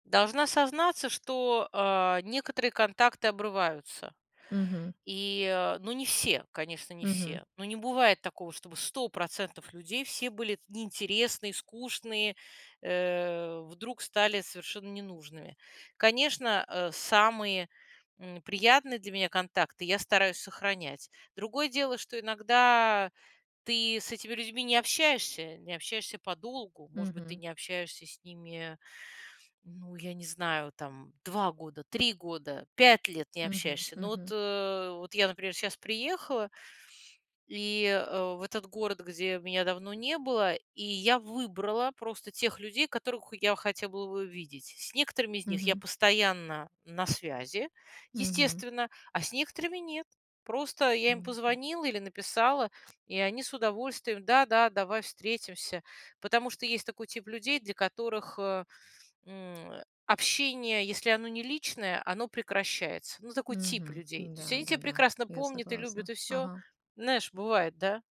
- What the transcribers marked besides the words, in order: none
- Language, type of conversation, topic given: Russian, podcast, Как понять, что пора переезжать в другой город, а не оставаться на месте?
- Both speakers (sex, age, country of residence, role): female, 40-44, United States, host; female, 50-54, Italy, guest